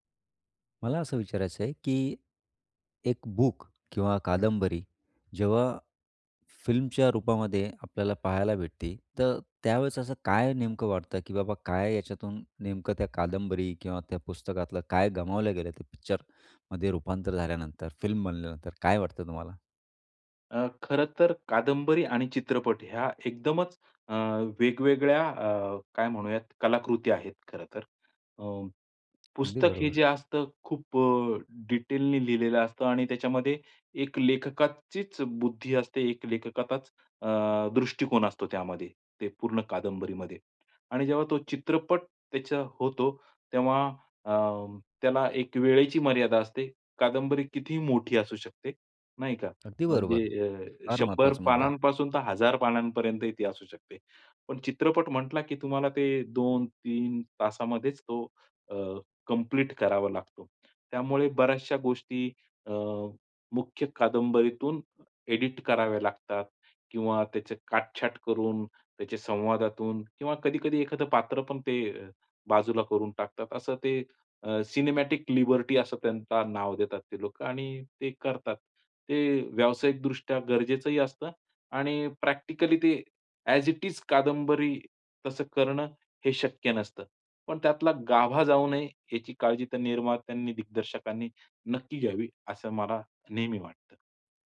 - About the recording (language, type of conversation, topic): Marathi, podcast, पुस्तकाचे चित्रपट रूपांतर करताना सहसा काय काय गमावले जाते?
- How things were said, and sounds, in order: tapping; in English: "फिल्म"; in English: "सिनेमॅटिक लिबर्टी"; in English: "ॲज इट इज"